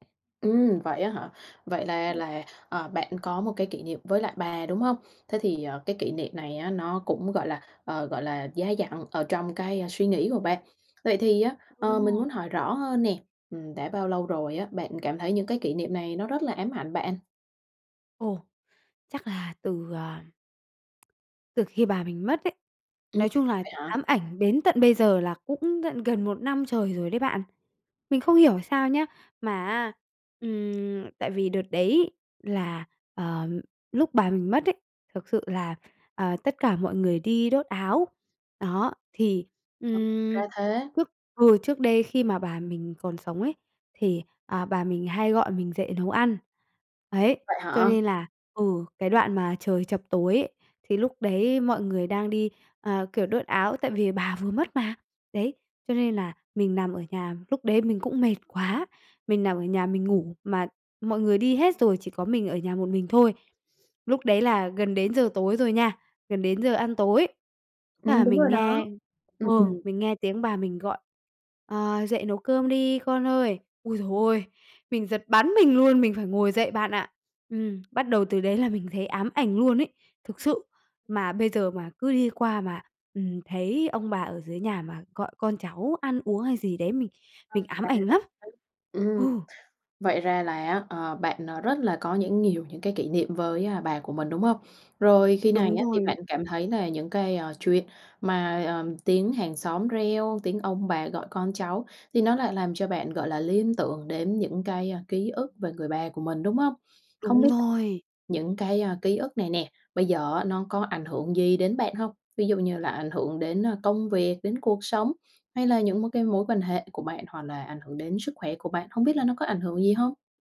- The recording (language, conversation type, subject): Vietnamese, advice, Vì sao những kỷ niệm chung cứ ám ảnh bạn mỗi ngày?
- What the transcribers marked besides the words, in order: tapping; other background noise; unintelligible speech